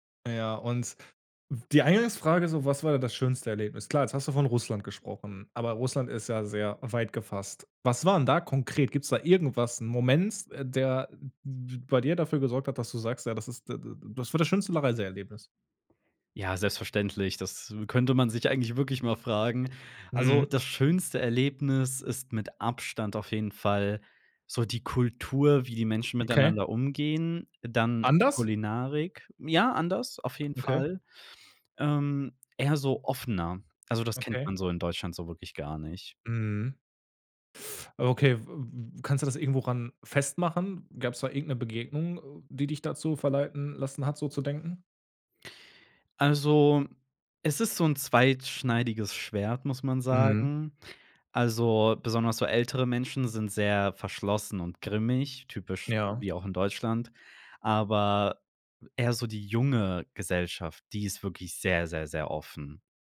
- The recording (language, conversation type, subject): German, podcast, Was war dein schönstes Reiseerlebnis und warum?
- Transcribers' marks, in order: "zweischneidiges" said as "zweitschneidiges"